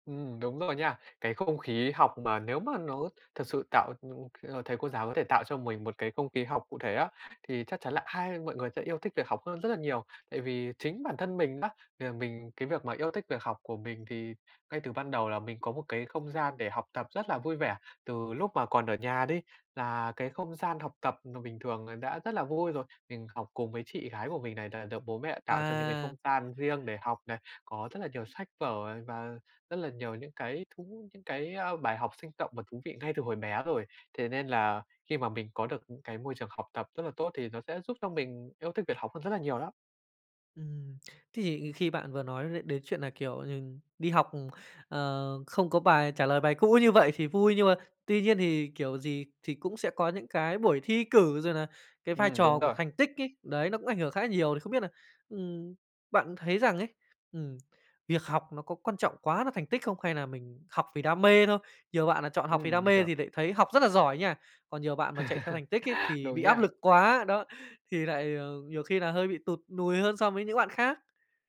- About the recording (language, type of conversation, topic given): Vietnamese, podcast, Bạn bắt đầu yêu thích việc học từ khi nào và vì sao?
- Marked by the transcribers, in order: tapping; other background noise; laugh